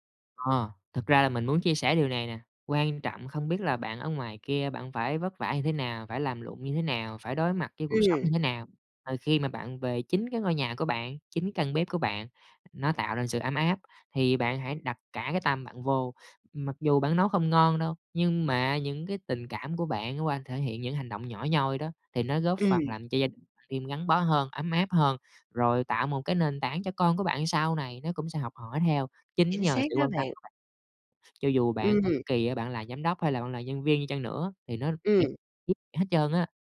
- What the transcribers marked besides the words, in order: other noise; tapping; unintelligible speech
- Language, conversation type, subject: Vietnamese, podcast, Bạn thường tổ chức bữa cơm gia đình như thế nào?